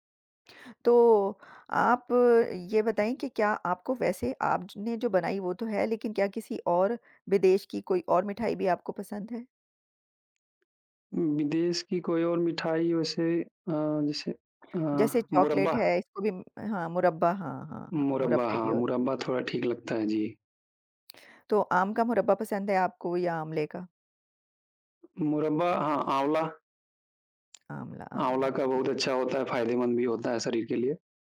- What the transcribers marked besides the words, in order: tapping
- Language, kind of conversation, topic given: Hindi, unstructured, आप कौन-सी मिठाई बनाना पूरी तरह सीखना चाहेंगे?